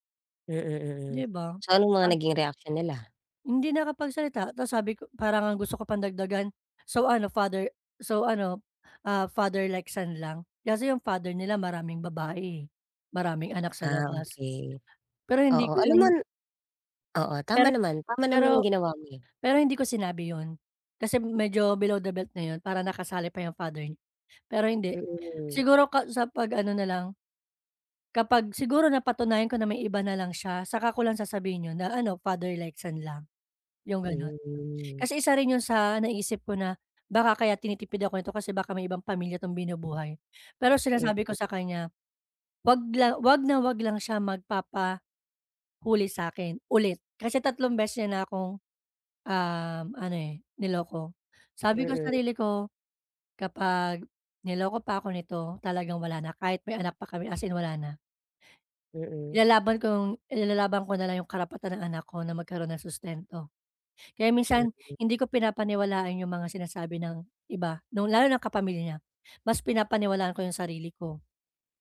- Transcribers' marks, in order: other background noise; stressed: "ulit"
- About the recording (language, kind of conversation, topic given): Filipino, advice, Paano ko malalaman kung mas dapat akong magtiwala sa sarili ko o sumunod sa payo ng iba?